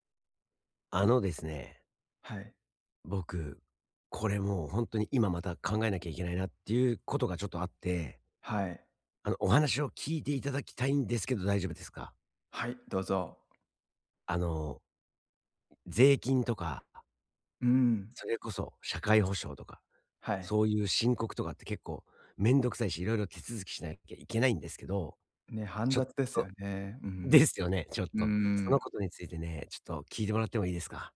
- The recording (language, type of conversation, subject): Japanese, advice, 税金と社会保障の申告手続きはどのように始めればよいですか？
- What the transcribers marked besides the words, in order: other noise; tapping